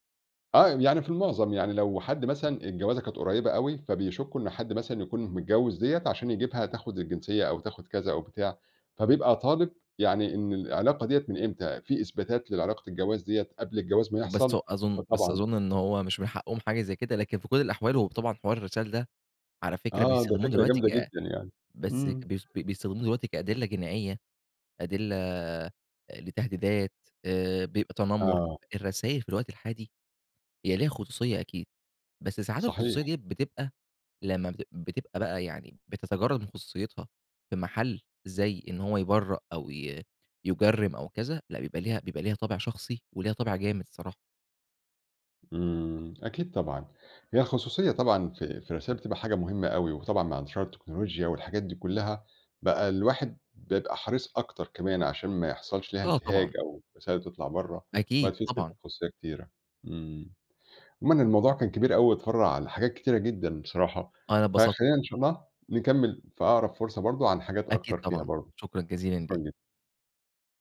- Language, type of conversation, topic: Arabic, podcast, إيه حدود الخصوصية اللي لازم نحطّها في الرسايل؟
- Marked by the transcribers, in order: unintelligible speech